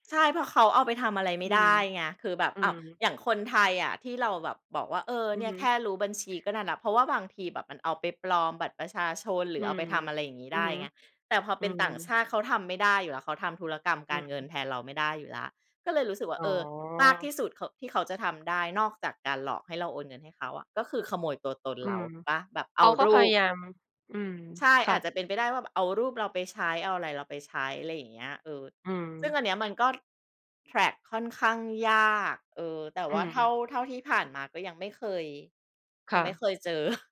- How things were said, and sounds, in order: tapping; other background noise; in English: "แทร็ก"; chuckle
- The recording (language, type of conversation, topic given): Thai, podcast, เคยโดนสแปมหรือมิจฉาชีพออนไลน์ไหม เล่าได้ไหม?